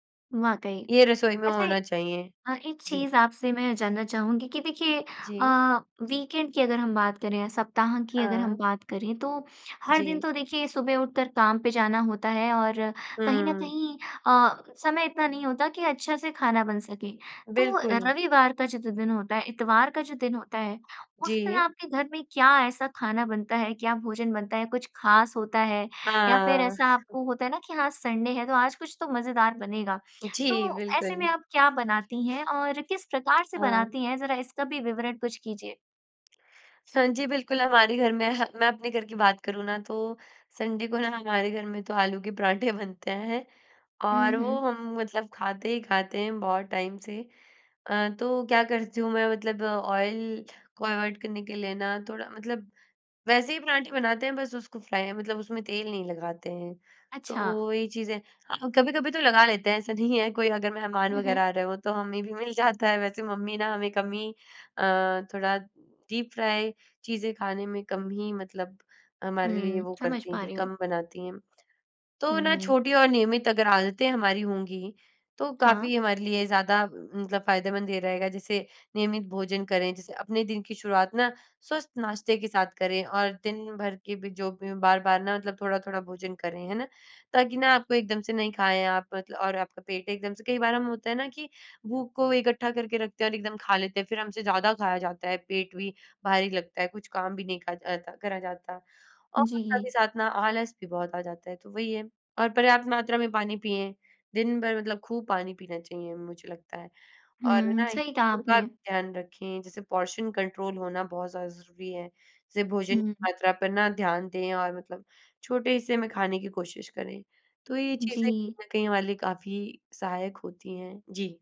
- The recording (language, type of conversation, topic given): Hindi, podcast, घर में पौष्टिक खाना बनाना आसान कैसे किया जा सकता है?
- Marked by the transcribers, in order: in English: "वीकेंड"; chuckle; in English: "संडे"; in English: "संडे"; laughing while speaking: "बनते"; in English: "टाइम"; in English: "ऑयल"; in English: "अवॉइड"; in English: "फ्राय"; laughing while speaking: "नहीं है"; laughing while speaking: "मिल जाता है"; in English: "डीप फ्राय"; unintelligible speech; in English: "पोर्शन कंट्रोल"